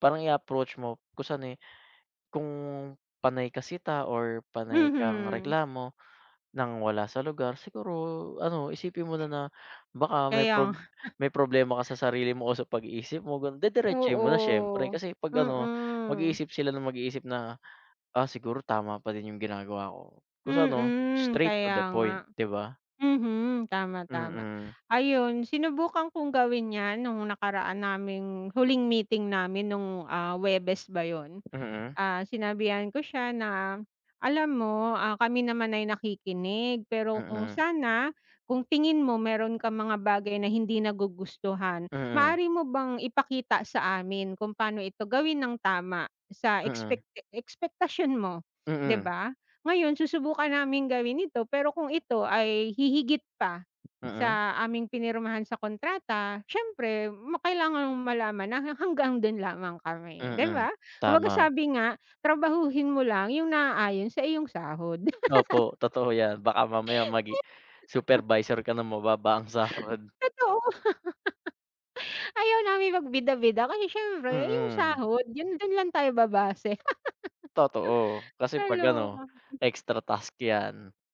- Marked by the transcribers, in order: laughing while speaking: "nga"; tapping; laugh; laughing while speaking: "baka mamaya magi supervisor ka nang mababa ang sahod"; chuckle; laughing while speaking: "Totoo. Ayaw namin magbida-bida. Kasi … tayo babase. Kaloka"; laugh
- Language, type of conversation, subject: Filipino, unstructured, Ano ang masasabi mo tungkol sa mga taong laging nagrereklamo pero walang ginagawa?